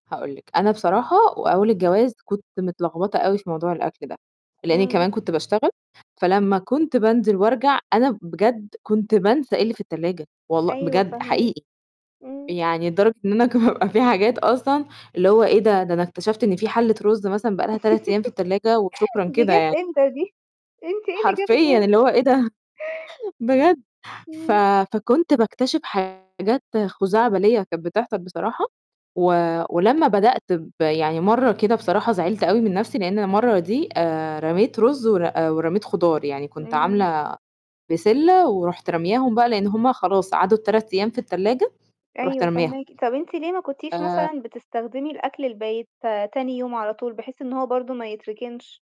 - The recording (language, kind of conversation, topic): Arabic, podcast, إزاي تنظّم الثلاجة وتحافظ على صلاحية الأكل؟
- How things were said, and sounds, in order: static; tapping; laughing while speaking: "إن أنا كان"; laugh; distorted speech